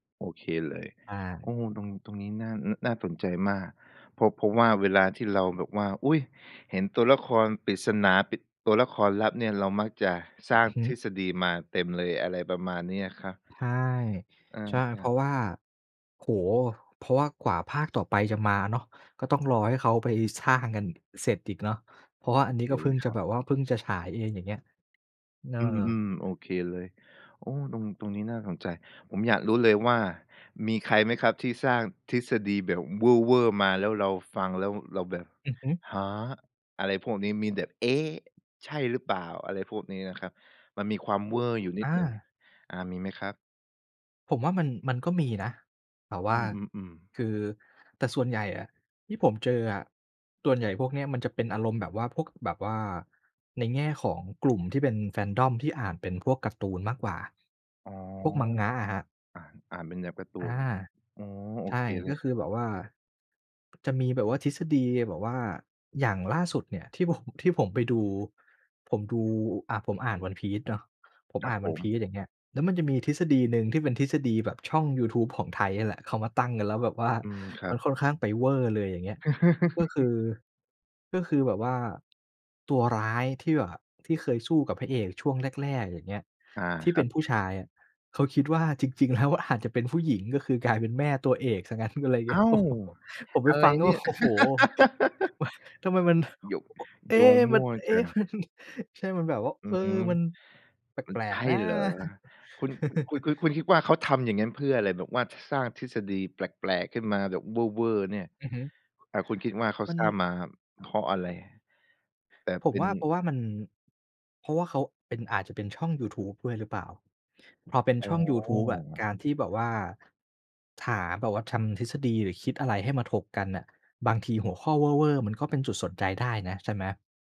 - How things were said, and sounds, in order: tapping; laugh; laugh; laughing while speaking: "อะไรเงี้ย"; chuckle; laughing while speaking: "โอ้โฮ"; chuckle; laughing while speaking: "มัน"; chuckle
- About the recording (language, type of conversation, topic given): Thai, podcast, ทำไมคนถึงชอบคิดทฤษฎีของแฟนๆ และถกกันเรื่องหนัง?